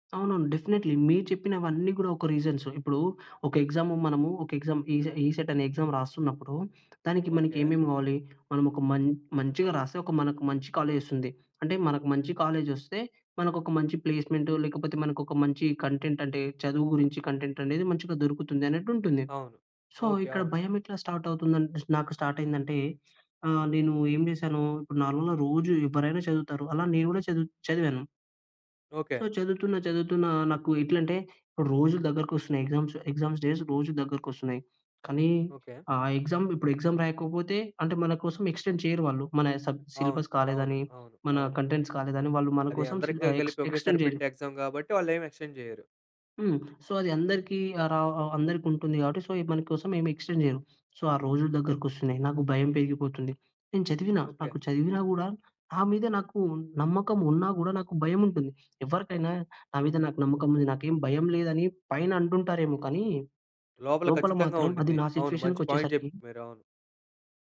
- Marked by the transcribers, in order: in English: "డెఫినెట్లీ"; in English: "ఎగ్జామ్ ఈసె ఈసెట్"; in English: "ఎగ్జామ్"; in English: "కాలేజ్"; in English: "కాలేజ్"; in English: "ప్లేస్‌మెంట్"; in English: "కంటెంట్"; in English: "కంటెంట్"; in English: "సో"; in English: "స్టార్ట్"; in English: "స్టార్ట్"; in English: "సో"; in English: "ఎగ్జామ్స్ ఎగ్జామ్స్ డేస్"; in English: "ఎగ్జామ్"; in English: "ఎక్స్‌టెండ్"; in English: "సబ్ సిలబస్"; in English: "కంటెంట్స్"; in English: "ఎక్స్ ఎక్స్‌టెండ్"; in English: "ఎగ్జామ్"; in English: "ఎక్స్‌టెండ్"; in English: "సో"; in English: "సో"; in English: "ఎక్స్‌టెండ్"; in English: "సో"; in English: "పాయింట్"
- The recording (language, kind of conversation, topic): Telugu, podcast, భయాన్ని అధిగమించి ముందుకు ఎలా వెళ్లావు?